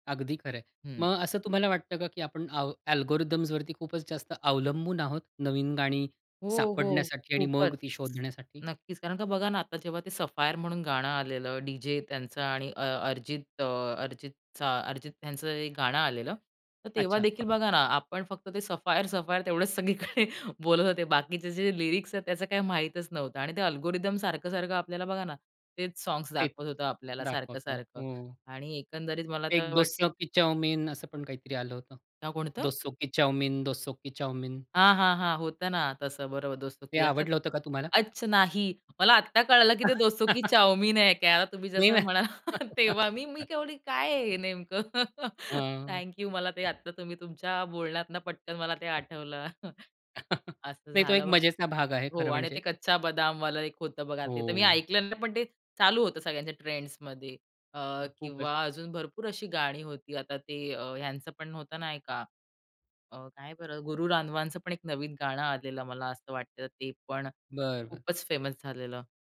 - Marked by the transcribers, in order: in English: "अल्गोरिथम्सवरती"; other background noise; tapping; laughing while speaking: "तेवढेच सगळीकडे"; in English: "लिरिक्स"; in English: "अल्गोरिदम"; in English: "सॉन्ग्स"; anticipating: "नाव कोणतं?"; unintelligible speech; chuckle; chuckle; laughing while speaking: "म्हणाला तेव्हा"; laugh; laughing while speaking: "नेमकं?"; chuckle; chuckle; in English: "फेमस"
- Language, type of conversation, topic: Marathi, podcast, नवीन गाणी तू सामान्यतः कुठे शोधतोस?